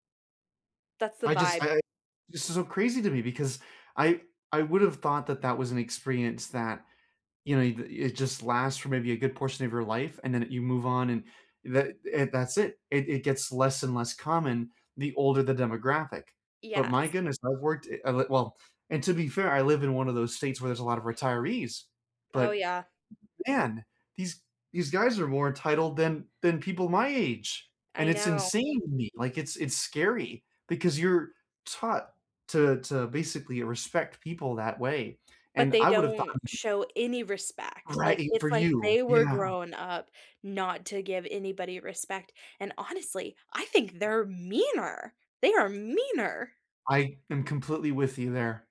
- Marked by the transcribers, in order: other background noise; tapping; stressed: "meaner"; stressed: "meaner"
- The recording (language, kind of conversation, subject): English, unstructured, What small, meaningful goal are you working toward this month, and how can we support you?
- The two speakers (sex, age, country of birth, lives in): female, 30-34, United States, United States; male, 25-29, United States, United States